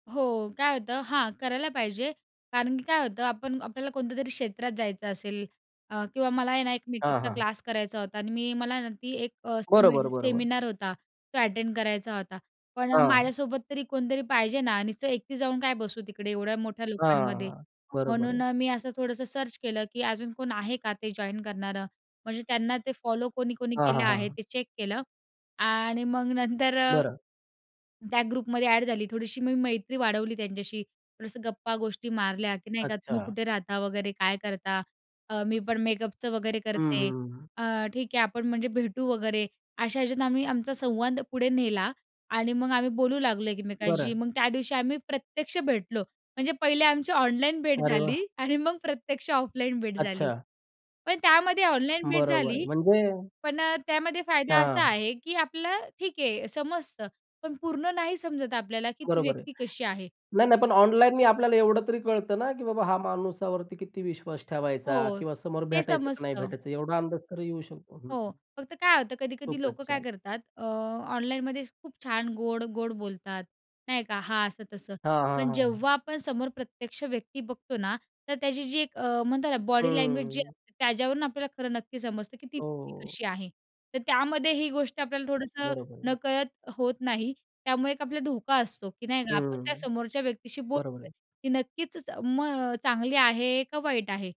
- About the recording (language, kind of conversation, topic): Marathi, podcast, ऑनलाइन समुदायांनी तुमचा एकटेपणा कसा बदलला?
- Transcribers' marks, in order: in English: "अटेंड"; in English: "सर्च"; in English: "जॉइन"; in English: "फॉलो"; in English: "चेक"; in English: "ग्रुपमध्ये"; laughing while speaking: "ऑनलाईन भेट झाली"; in English: "ऑफलाईन"